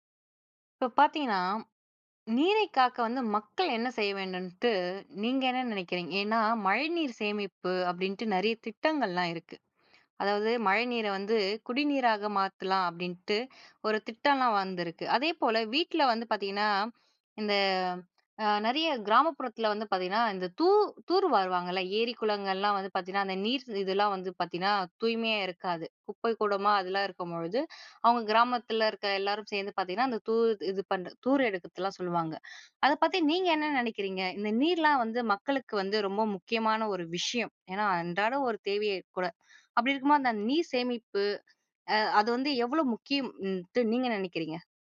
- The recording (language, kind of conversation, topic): Tamil, podcast, நீரைப் பாதுகாக்க மக்கள் என்ன செய்ய வேண்டும் என்று நீங்கள் நினைக்கிறீர்கள்?
- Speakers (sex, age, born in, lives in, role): female, 20-24, India, India, host; male, 40-44, India, India, guest
- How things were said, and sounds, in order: none